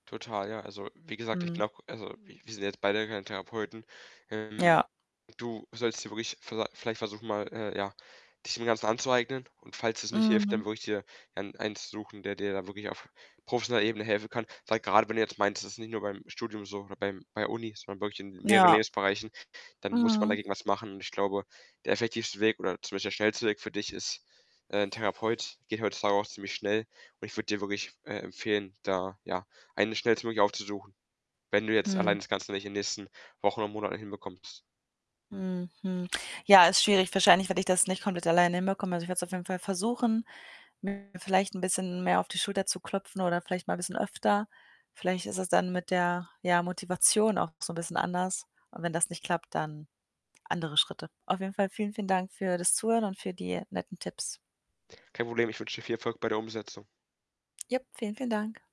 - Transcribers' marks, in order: other background noise; static; distorted speech
- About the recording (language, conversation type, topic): German, advice, Wie kann ich meine Angst vor dem Scheitern überwinden, um neue Hobbys auszuprobieren?